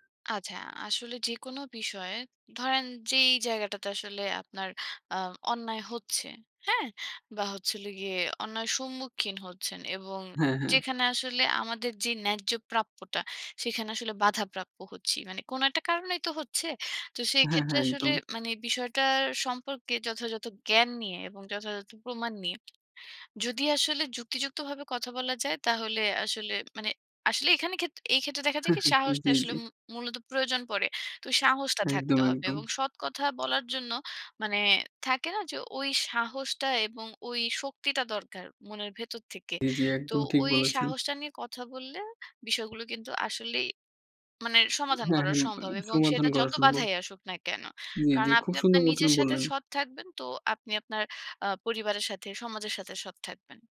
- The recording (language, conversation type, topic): Bengali, podcast, একটা ঘটনা বলো, যখন সাহস করে বড় কিছু করেছিলে?
- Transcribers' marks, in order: chuckle